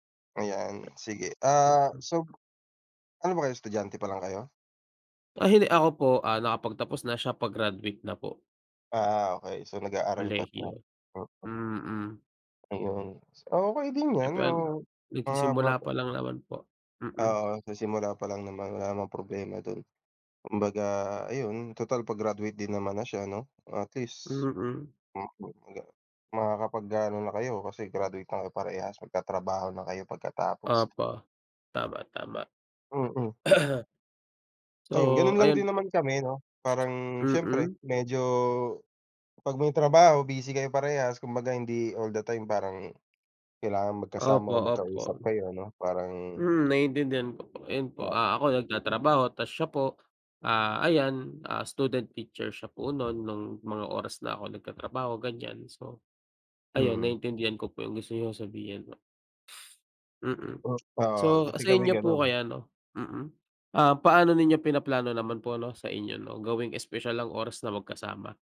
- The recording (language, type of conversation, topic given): Filipino, unstructured, Paano ninyo pinahahalagahan ang oras na magkasama sa inyong relasyon?
- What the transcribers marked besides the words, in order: other background noise; unintelligible speech; cough; tapping; sniff